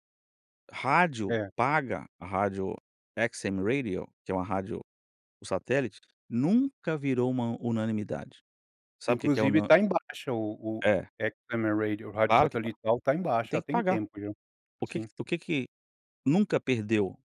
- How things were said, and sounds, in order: in English: "XM Radio"; in English: "XM Radio"
- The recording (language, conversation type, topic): Portuguese, podcast, Que papel as playlists têm na sua identidade musical?